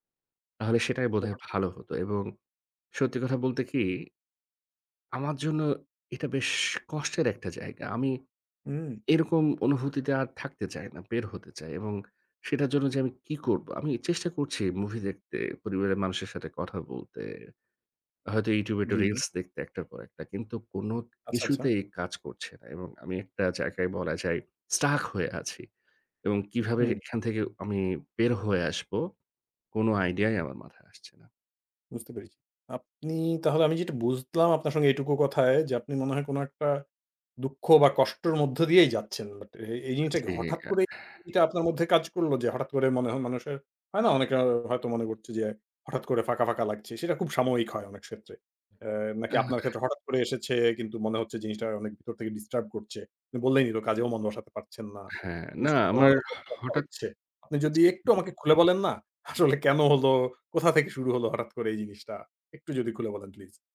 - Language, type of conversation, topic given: Bengali, advice, স্মৃতি, গান বা কোনো জায়গা দেখে কি আপনার হঠাৎ কষ্ট অনুভব হয়?
- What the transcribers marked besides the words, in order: unintelligible speech; tapping; "ক্ষেত্রে" said as "সেত্রে"; "করছে" said as "করচে"; laughing while speaking: "আসলে"